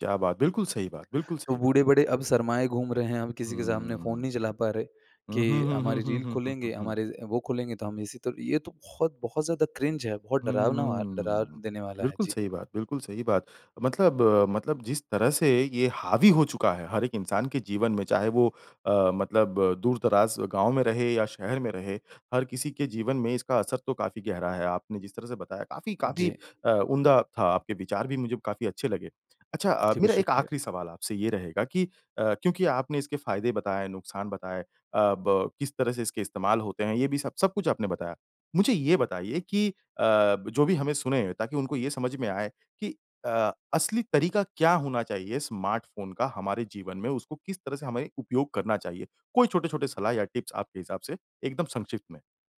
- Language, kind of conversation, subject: Hindi, podcast, आपके हिसाब से स्मार्टफोन ने रोज़मर्रा की ज़िंदगी को कैसे बदला है?
- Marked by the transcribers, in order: in English: "क्रिंज"; tapping; in English: "टिप्स"